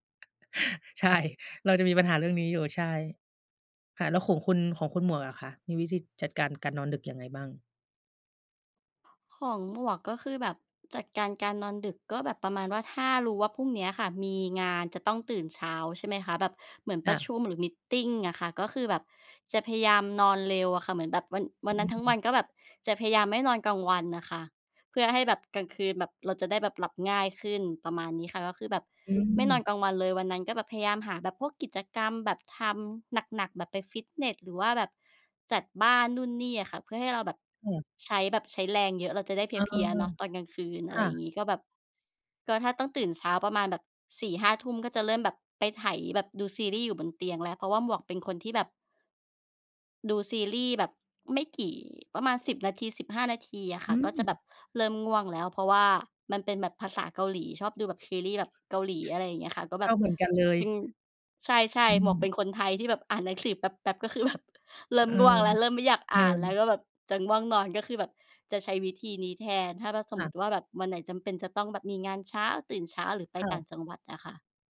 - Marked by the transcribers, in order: laughing while speaking: "ใช่"; other background noise; laughing while speaking: "แบบ"
- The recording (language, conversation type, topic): Thai, unstructured, ระหว่างการนอนดึกกับการตื่นเช้า คุณคิดว่าแบบไหนเหมาะกับคุณมากกว่ากัน?